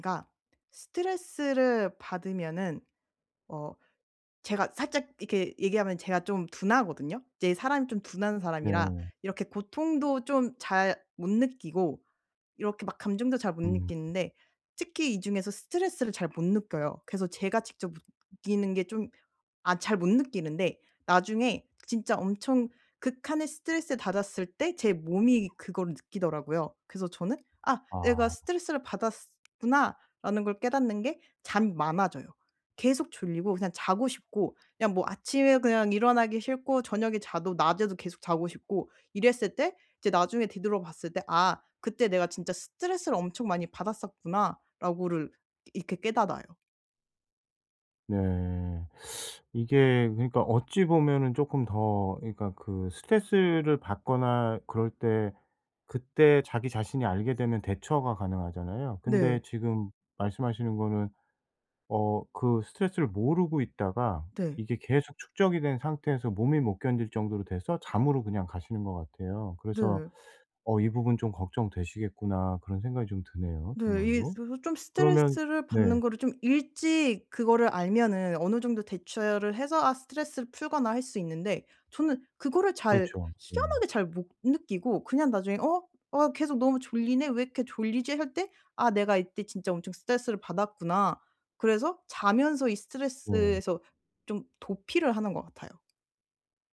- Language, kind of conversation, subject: Korean, advice, 왜 제 스트레스 반응과 대처 습관은 반복될까요?
- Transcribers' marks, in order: other background noise; tapping; "깨달아요" said as "깨닫아요"; teeth sucking; teeth sucking